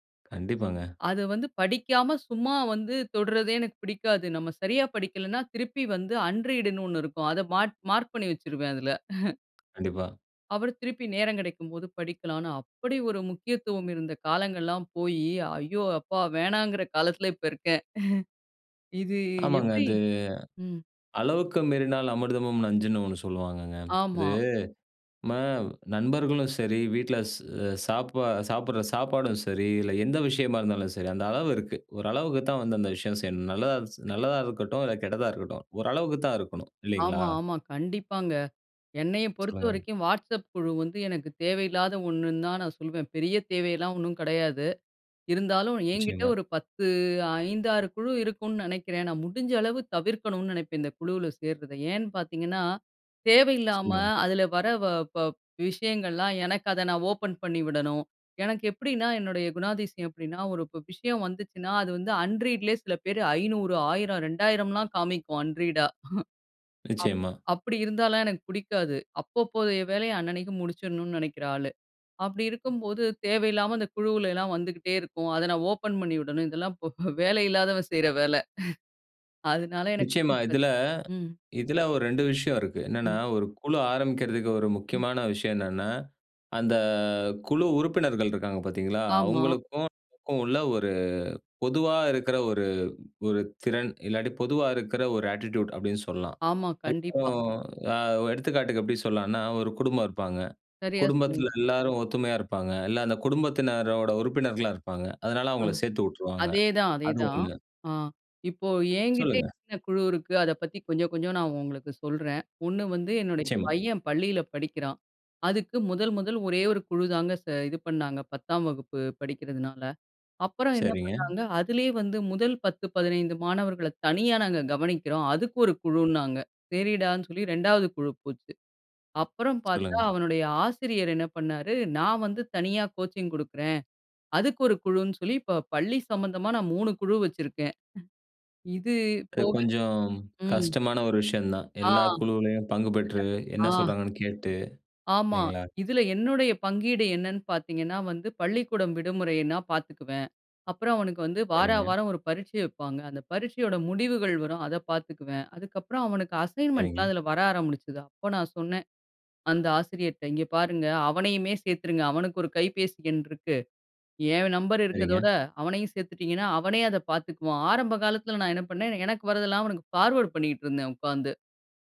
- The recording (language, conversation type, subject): Tamil, podcast, வாட்ஸ்அப் குழுக்களை எப்படி கையாள்கிறீர்கள்?
- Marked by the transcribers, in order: in English: "அன் ரீட்ன்னு"; chuckle; other noise; unintelligible speech; chuckle; drawn out: "இது"; lip smack; in English: "அன்ரீட்லயே"; in English: "அன்ரீடா"; chuckle; chuckle; drawn out: "அந்த"; unintelligible speech; in English: "அட்டிட்யூட்"; tapping; chuckle; in English: "அசைன்மென்ட்லாம்"; in English: "ஃபார்வர்ட்"